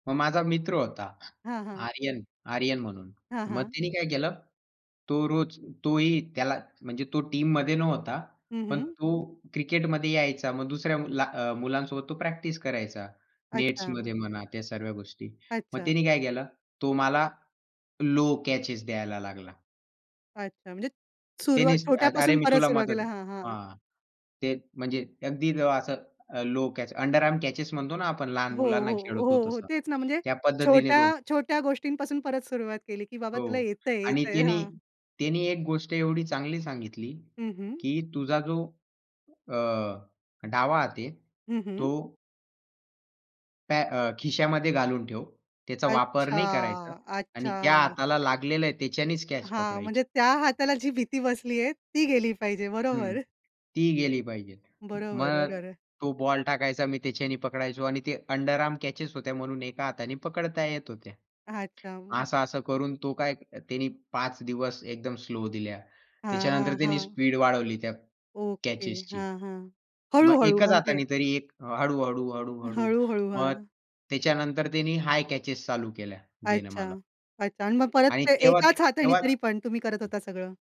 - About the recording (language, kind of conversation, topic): Marathi, podcast, भीतीवर मात करायची असेल तर तुम्ही काय करता?
- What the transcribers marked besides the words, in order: tapping; in English: "टीममध्ये"; "सर्व" said as "सर्व्या"; in English: "अंडर आर्म कॅचेस"; in English: "अंडर आर्म कॅचेस"